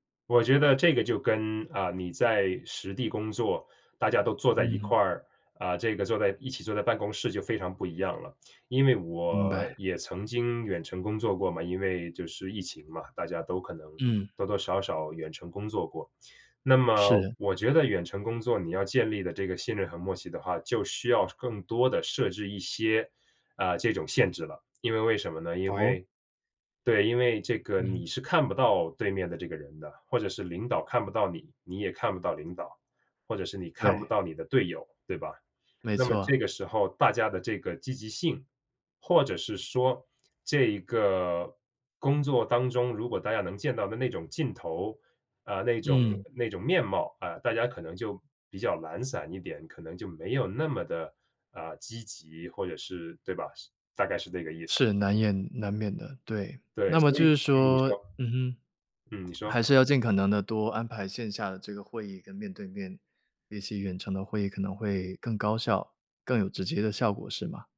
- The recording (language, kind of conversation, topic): Chinese, podcast, 在团队里如何建立信任和默契？
- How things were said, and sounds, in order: none